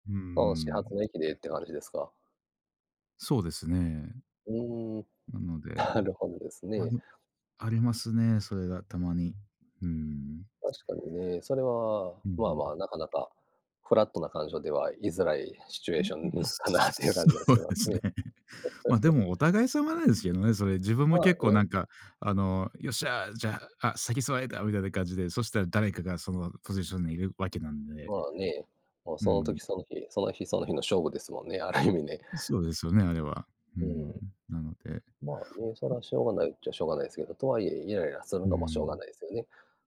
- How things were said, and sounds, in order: laughing while speaking: "シチュエーションかなという感じはしますね"; laughing while speaking: "そうですね"; laugh; laughing while speaking: "ある意味ね"
- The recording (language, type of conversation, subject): Japanese, unstructured, 電車やバスの混雑でイライラしたことはありますか？